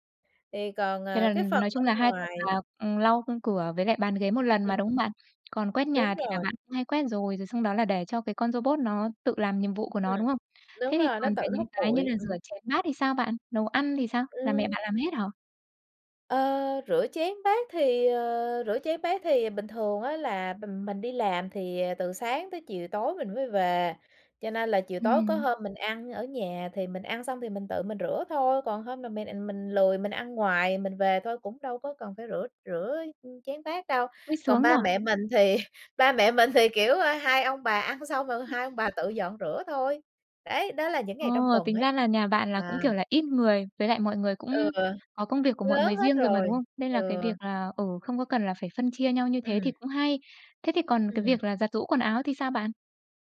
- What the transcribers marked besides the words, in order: other background noise; tapping; background speech; laughing while speaking: "thì"; laughing while speaking: "mình"
- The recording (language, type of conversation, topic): Vietnamese, podcast, Bạn phân công việc nhà với gia đình thế nào?